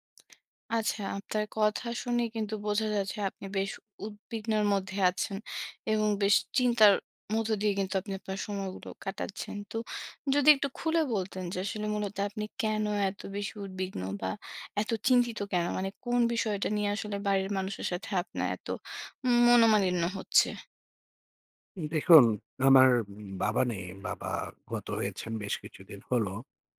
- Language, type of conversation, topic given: Bengali, advice, বাড়িতে জিনিসপত্র জমে গেলে আপনি কীভাবে অস্থিরতা অনুভব করেন?
- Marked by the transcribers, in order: tapping; other background noise